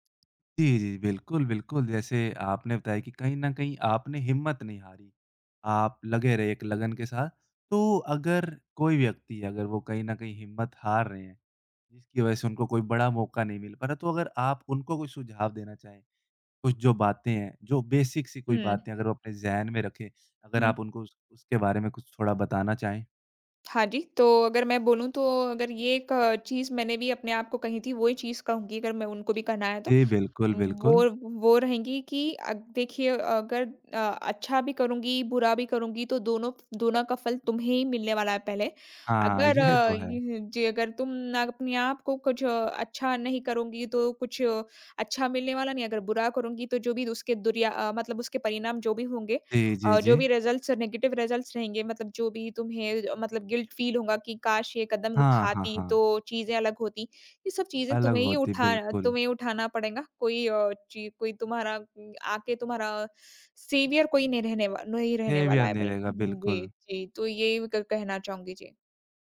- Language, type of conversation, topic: Hindi, podcast, क्या कभी किसी छोटी-सी हिम्मत ने आपको कोई बड़ा मौका दिलाया है?
- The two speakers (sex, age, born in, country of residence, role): female, 25-29, India, India, guest; male, 20-24, India, India, host
- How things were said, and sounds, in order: in English: "बेसिक"; tapping; laughing while speaking: "ये"; in English: "रिजल्ट्स नेगेटिव रिजल्ट्स"; in English: "गिल्ट फ़ील"; in English: "सेवियर"; in English: "बिहेवियर"